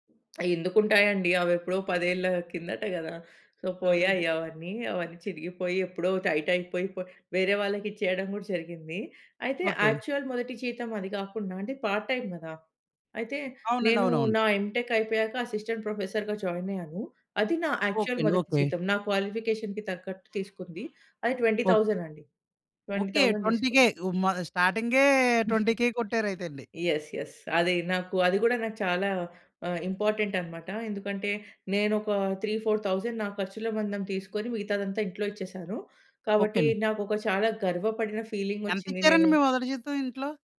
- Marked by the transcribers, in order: in English: "సో"; other background noise; in English: "టైట్"; in English: "యాక్చువల్"; in English: "పార్ట్ టైమ్"; in English: "ఎంటెక్"; in English: "అసిస్టెంట్ ప్రొఫెసర్‌గా జాయిన్"; in English: "యాక్చువల్"; in English: "క్వాలిఫికేషన్‌కి"; in English: "ట్వెంటీ థౌసండ్"; in English: "ట్వెంటీ థౌసండ్"; in English: "ట్వంటీ కే"; in English: "ట్వంటీ కే"; giggle; in English: "యెస్, యెస్"; in English: "ఇంపార్టెంట్"; in English: "త్రీ ఫోర్ థౌసండ్"
- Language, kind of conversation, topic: Telugu, podcast, మొదటి జీతాన్ని మీరు స్వయంగా ఎలా ఖర్చు పెట్టారు?